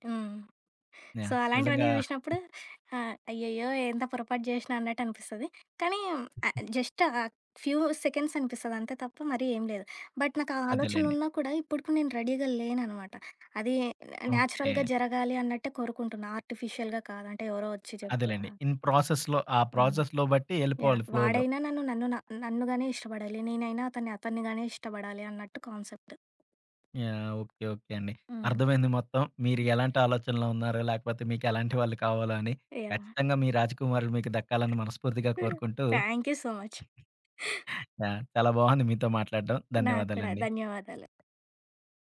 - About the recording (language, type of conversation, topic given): Telugu, podcast, వివాహం చేయాలా అనే నిర్ణయం మీరు ఎలా తీసుకుంటారు?
- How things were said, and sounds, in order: in English: "సో"; other background noise; in English: "జస్ట్"; in English: "ఫ్యూ సెకండ్స్"; in English: "బట్"; in English: "రెడీగా"; in English: "న్యాచురల్‌గా"; in English: "ఆర్టిఫిషియల్‌గా"; in English: "ఇన్ ప్రాసెస్‌లో"; in English: "ప్రాసెస్‌లో"; in English: "ఫ్లోలో"; in English: "థ్యాంక్ యూ సో మచ్"; giggle